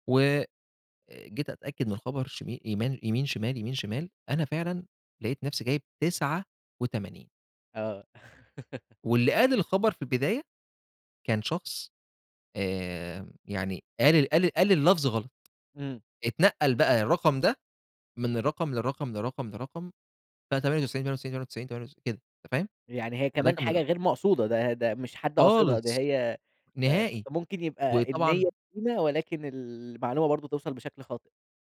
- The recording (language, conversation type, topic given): Arabic, podcast, إنت بتتعامل إزاي مع الأخبار الكدابة أو المضللة؟
- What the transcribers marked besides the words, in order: laugh